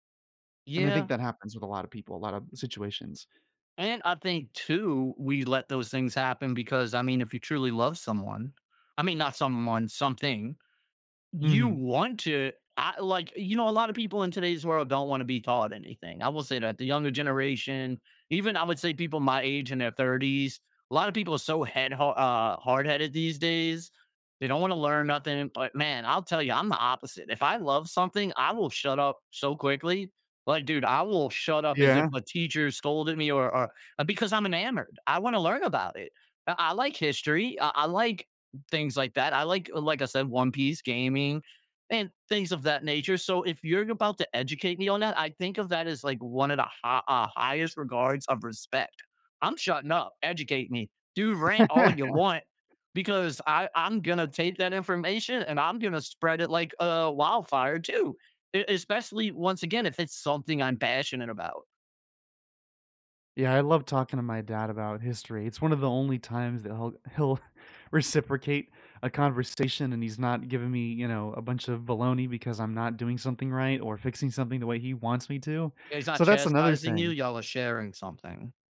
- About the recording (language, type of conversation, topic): English, unstructured, How can I keep conversations balanced when someone else dominates?
- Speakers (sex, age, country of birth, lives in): male, 25-29, United States, United States; male, 35-39, United States, United States
- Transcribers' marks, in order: laugh; tapping; laughing while speaking: "he'll"